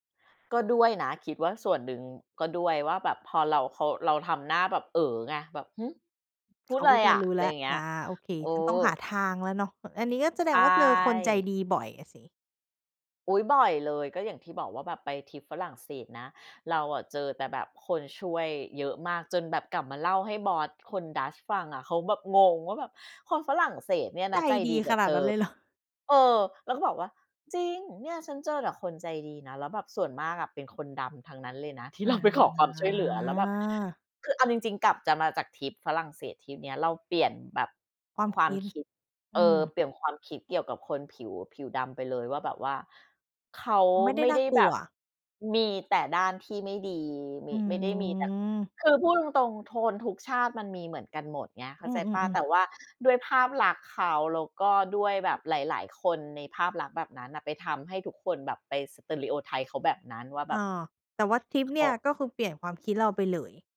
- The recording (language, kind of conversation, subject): Thai, podcast, คุณเคยหลงทางตอนเดินทางไปเมืองไกลไหม แล้วตอนนั้นเกิดอะไรขึ้นบ้าง?
- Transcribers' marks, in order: laughing while speaking: "เหรอ ?"; laughing while speaking: "ที่เราไปขอความช่วยเหลือ"; drawn out: "อ๋อ"; other background noise; in English: "Stereotype"